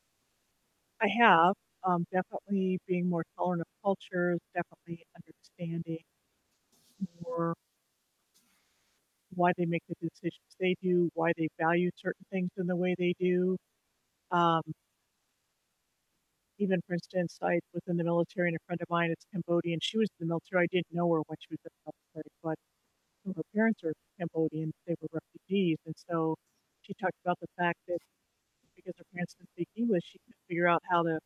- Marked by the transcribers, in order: static; distorted speech; other background noise
- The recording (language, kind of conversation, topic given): English, unstructured, What does diversity add to a community’s culture?
- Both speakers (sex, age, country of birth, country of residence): female, 25-29, United States, United States; female, 60-64, United States, United States